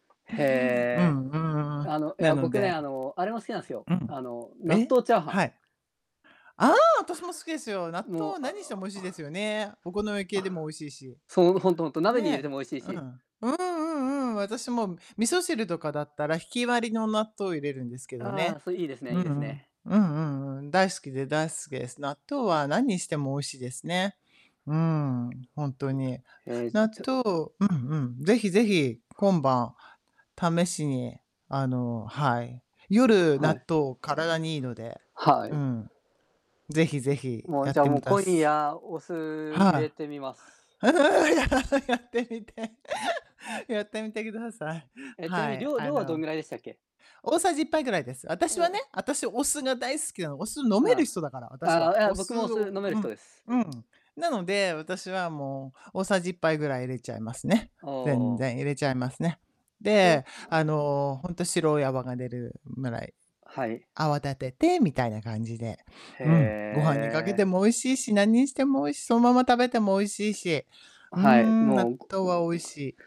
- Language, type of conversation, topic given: Japanese, unstructured, 好きな食べ物は何ですか？理由も教えてください。
- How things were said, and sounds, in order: distorted speech; laugh; laughing while speaking: "や やってみて"; laugh